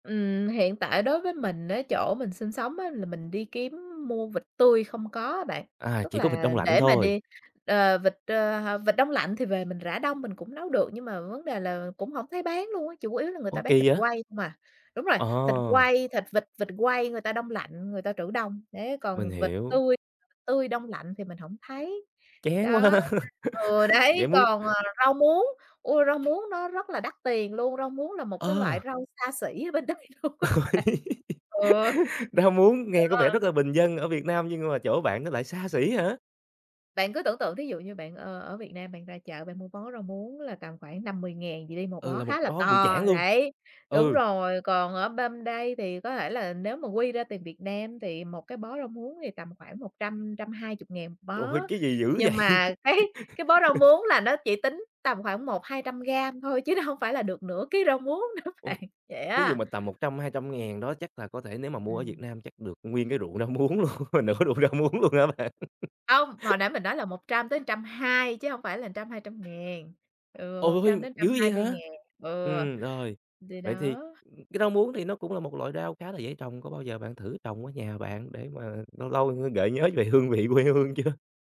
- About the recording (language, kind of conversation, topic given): Vietnamese, podcast, Món ăn nào khiến bạn nhớ về quê hương nhất?
- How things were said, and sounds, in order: tapping; laughing while speaking: "ha"; laugh; other background noise; laugh; laughing while speaking: "bên đây luôn á bạn"; unintelligible speech; "bên" said as "bam"; laughing while speaking: "cái"; laughing while speaking: "vậy?"; laugh; laughing while speaking: "chứ nó"; laughing while speaking: "nữa bạn"; laughing while speaking: "luôn mà nửa ruộng rau muống luôn á bạn"; laugh; other noise; laughing while speaking: "hương chưa?"